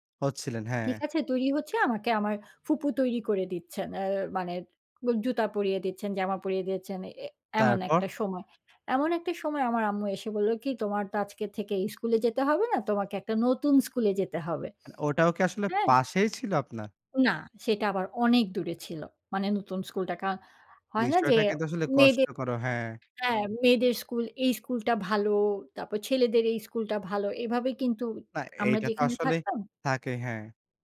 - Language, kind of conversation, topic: Bengali, podcast, স্কুলজীবন তোমাকে সবচেয়ে বেশি কী শিখিয়েছে?
- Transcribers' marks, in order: tapping